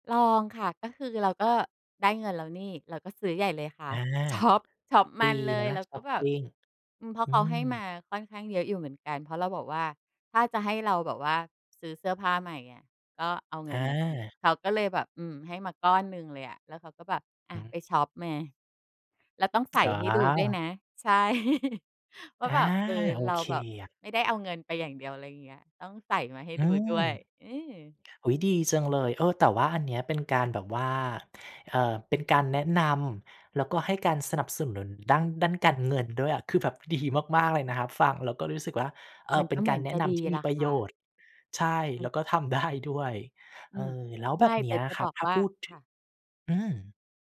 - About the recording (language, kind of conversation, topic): Thai, podcast, คุณเคยเปลี่ยนสไตล์ของตัวเองเพราะใครหรือเพราะอะไรบ้างไหม?
- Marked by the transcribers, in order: laughing while speaking: "ช็อป"; tapping; other background noise; laughing while speaking: "ใช่"; laughing while speaking: "ดี"; laughing while speaking: "ทำได้ด้วย"